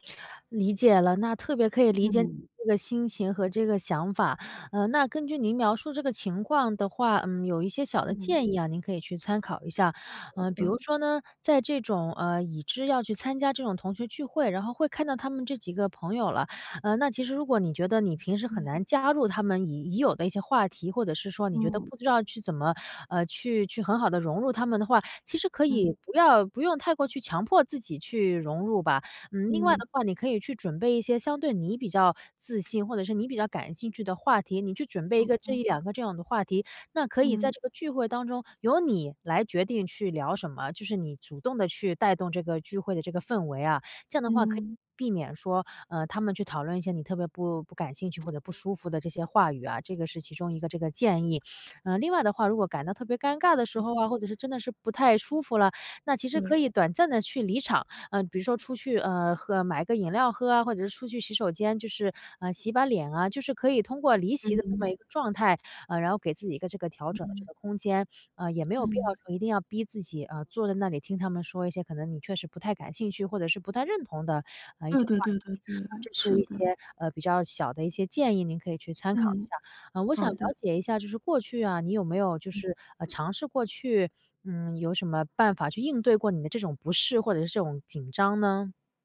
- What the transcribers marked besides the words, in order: other noise; other background noise; unintelligible speech; unintelligible speech
- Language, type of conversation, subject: Chinese, advice, 参加聚会时我总是很焦虑，该怎么办？
- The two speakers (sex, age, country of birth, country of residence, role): female, 35-39, China, United States, advisor; female, 55-59, China, United States, user